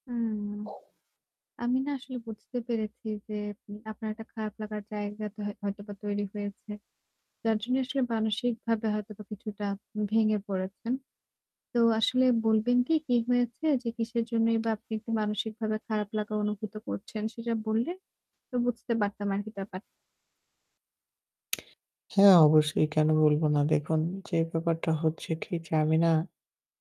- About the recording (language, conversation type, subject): Bengali, advice, সমালোচনা পেলেও কাজ বা ব্যক্তিগত জীবনে আমি কীভাবে আবেগ নিয়ন্ত্রণ করে শান্তভাবে প্রতিক্রিয়া জানাতে পারি?
- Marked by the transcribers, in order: static; other noise; horn; tapping